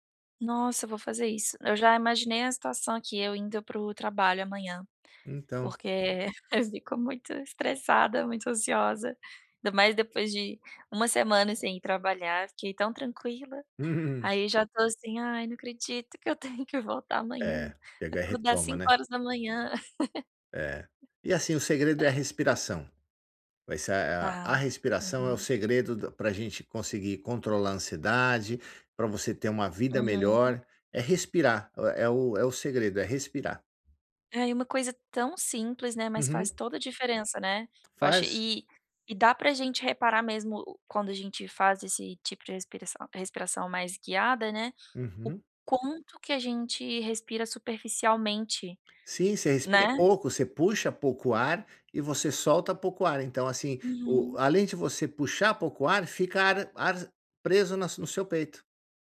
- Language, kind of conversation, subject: Portuguese, advice, Como posso me manter motivado(a) para fazer práticas curtas todos os dias?
- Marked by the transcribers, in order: tapping; chuckle; chuckle; chuckle